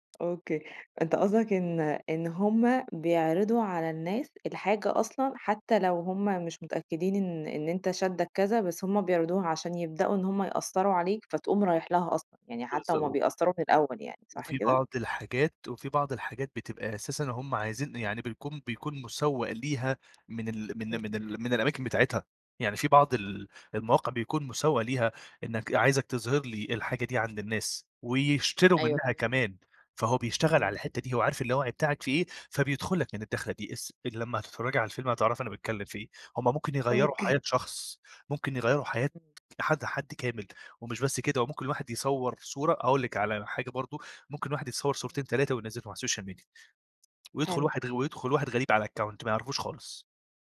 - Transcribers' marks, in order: tapping; unintelligible speech; unintelligible speech; unintelligible speech; in English: "السوشيال ميديا"; in English: "الأكاونت"
- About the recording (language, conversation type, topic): Arabic, podcast, إزاي المجتمعات هتتعامل مع موضوع الخصوصية في المستقبل الرقمي؟